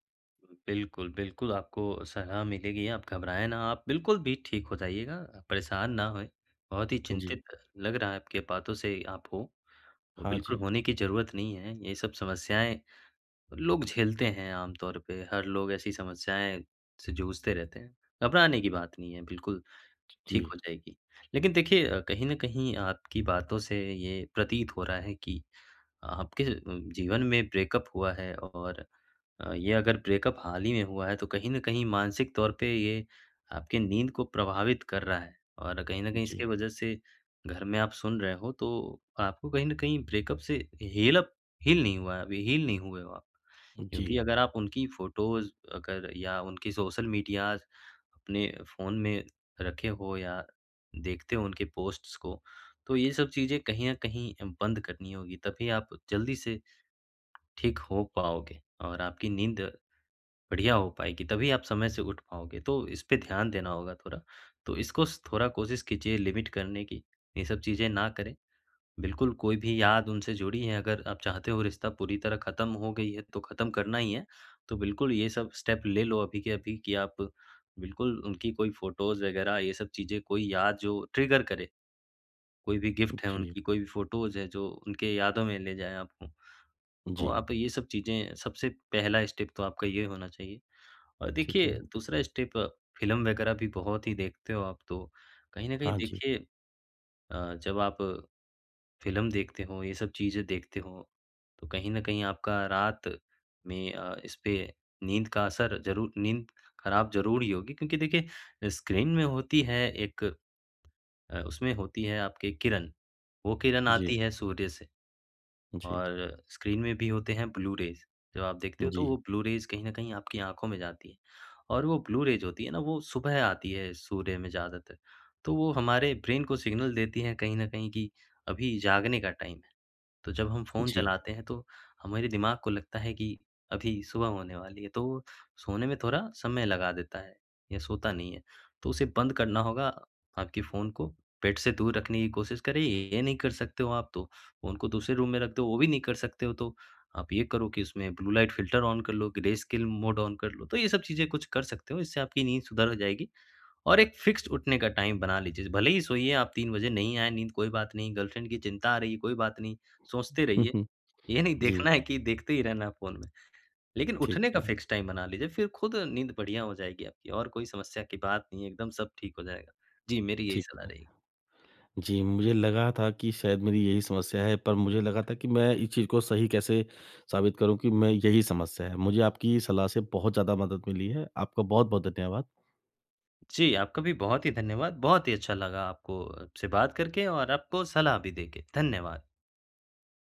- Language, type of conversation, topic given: Hindi, advice, यात्रा या सप्ताहांत के दौरान मैं अपनी दिनचर्या में निरंतरता कैसे बनाए रखूँ?
- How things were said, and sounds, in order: tapping; in English: "ब्रेकअप"; in English: "ब्रेकअप"; in English: "ब्रेकअप"; in English: "हील अप हील"; in English: "हील"; in English: "फोटोज़"; in English: "सोशल मीडियाज़"; in English: "पोस्ट्स"; in English: "लिमिट"; in English: "स्टेप"; in English: "फोटोज़"; in English: "ट्रिगर"; in English: "गिफ्ट"; in English: "फोटोज़"; in English: "स्टेप"; in English: "स्टेप"; in English: "ब्लू-रेज़"; in English: "ब्लू-रेज़"; in English: "ब्लू-रेज़"; in English: "ब्रेन"; in English: "सिग्नल"; in English: "टाइम"; in English: "बेड"; in English: "रूम"; in English: "ब्लू-लाइट फ़िल्टर ऑन"; in English: "ग्रेस्केल मोड ऑन"; in English: "फिक्स्ड"; in English: "टाइम"; in English: "गर्लफ्रेंड"; chuckle; in English: "फिक्स टाइम"